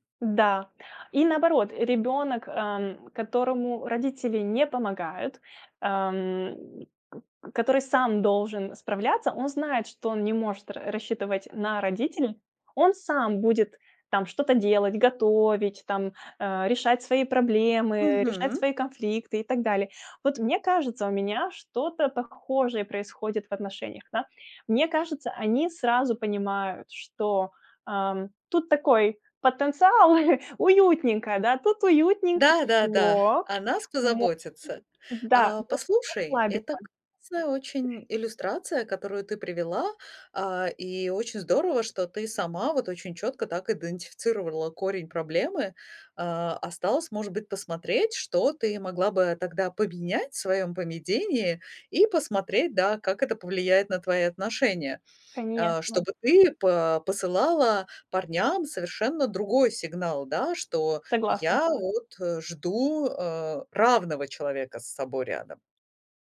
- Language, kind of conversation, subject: Russian, advice, Как понять, совместимы ли мы с партнёром, если наши жизненные приоритеты не совпадают?
- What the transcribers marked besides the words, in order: tapping; chuckle; other background noise